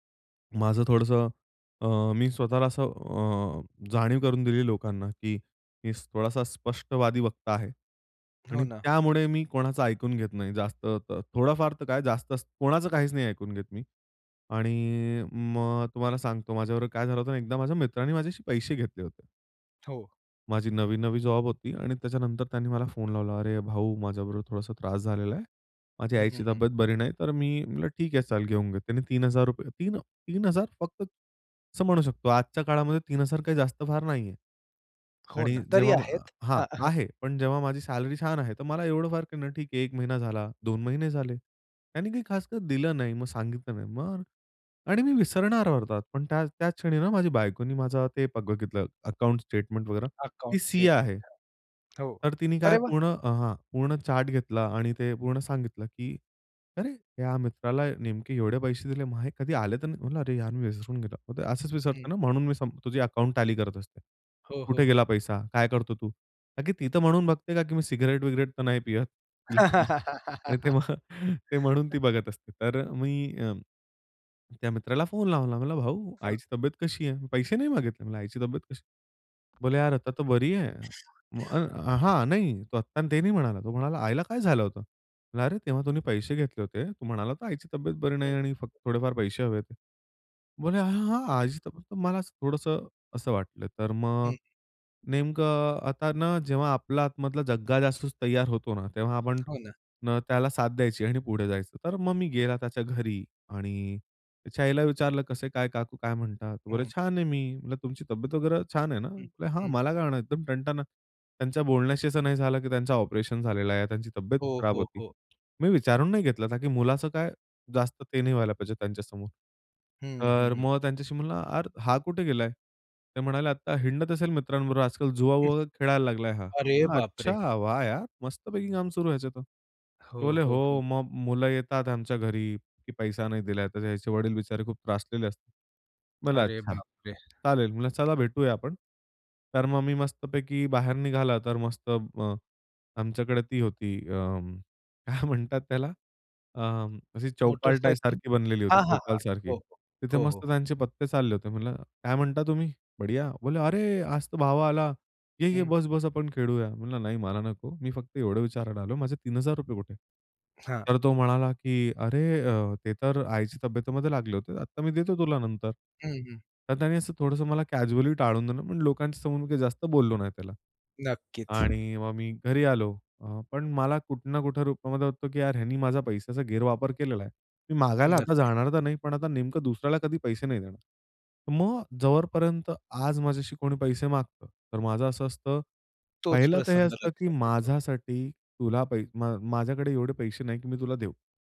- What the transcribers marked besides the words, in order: tapping; other noise; chuckle; laugh; unintelligible speech; laughing while speaking: "मग"; other background noise; laughing while speaking: "काय म्हणतात"; "जोपर्यंत" said as "जवरपर्यंत"
- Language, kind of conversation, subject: Marathi, podcast, लोकांना नकार देण्याची भीती दूर कशी करावी?